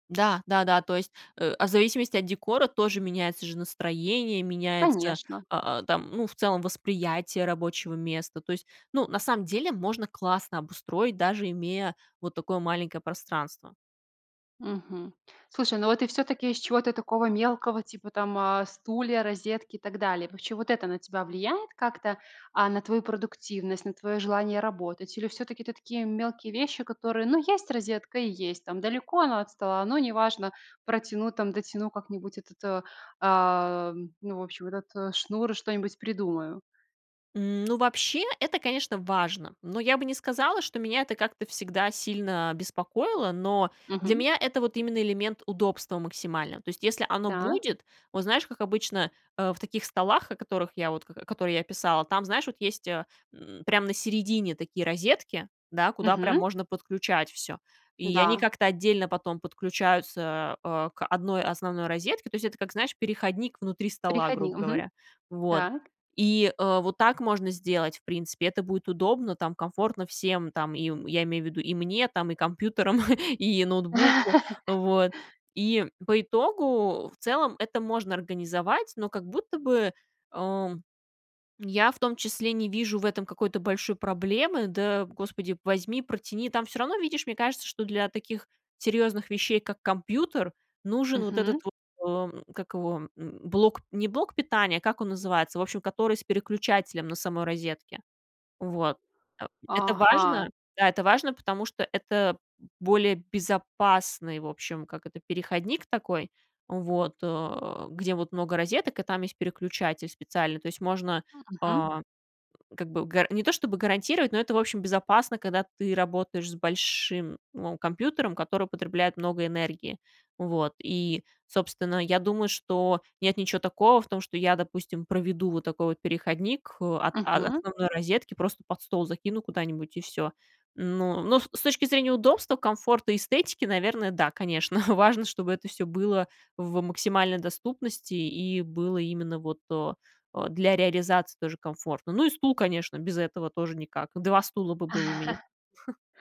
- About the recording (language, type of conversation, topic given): Russian, podcast, Как вы обустраиваете домашнее рабочее место?
- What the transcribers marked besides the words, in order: laugh; laughing while speaking: "компьютерам"; laughing while speaking: "конечно"; chuckle